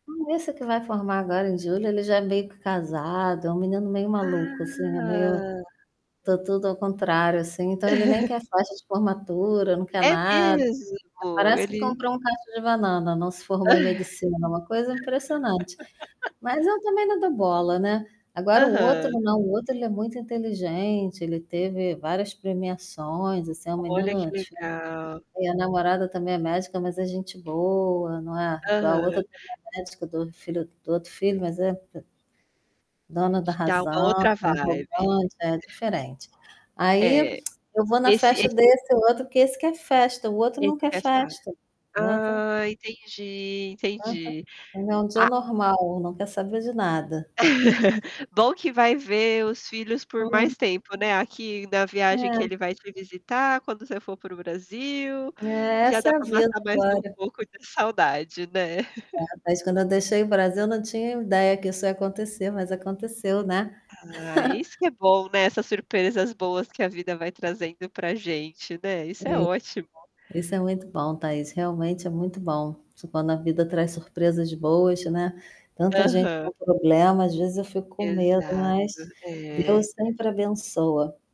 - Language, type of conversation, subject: Portuguese, unstructured, Qual foi uma surpresa que a vida te trouxe recentemente?
- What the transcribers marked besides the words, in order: static; drawn out: "Ah"; laugh; distorted speech; laugh; tapping; unintelligible speech; in English: "vibe"; other background noise; lip smack; unintelligible speech; laugh; laugh; laugh; unintelligible speech